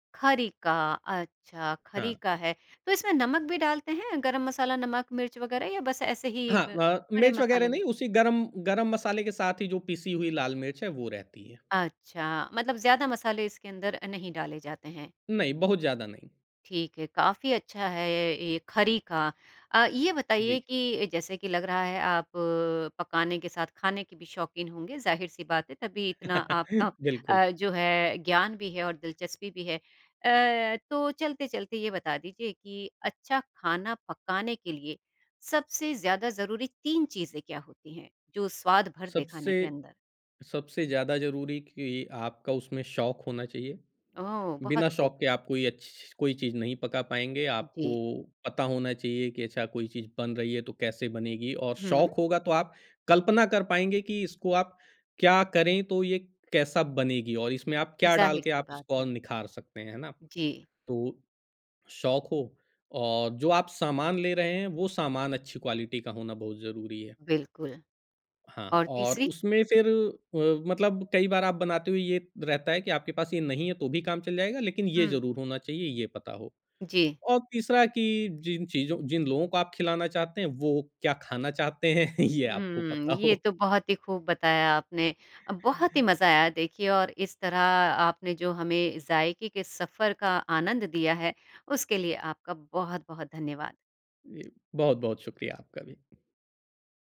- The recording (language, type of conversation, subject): Hindi, podcast, खाना बनाते समय आपके पसंदीदा तरीके क्या हैं?
- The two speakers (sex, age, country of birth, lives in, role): female, 50-54, India, India, host; male, 40-44, India, Germany, guest
- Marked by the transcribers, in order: tapping; laugh; other background noise; in English: "क्वालिटी"; chuckle; laughing while speaking: "ये"; laughing while speaking: "पता हो"